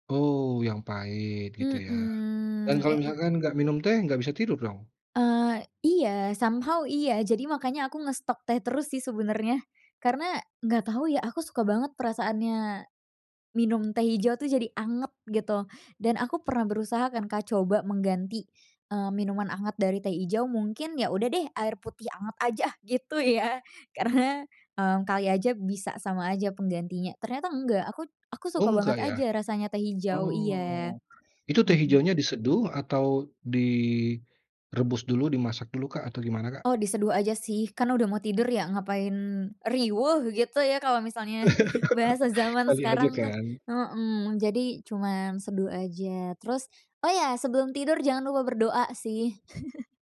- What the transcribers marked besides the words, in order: drawn out: "Mmm"; other background noise; in English: "somehow"; tapping; laughing while speaking: "gitu ya. Karena"; in Sundanese: "riweuh"; laugh; laugh
- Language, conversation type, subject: Indonesian, podcast, Apa ritual malam yang selalu kamu lakukan agar lebih tenang sebelum tidur?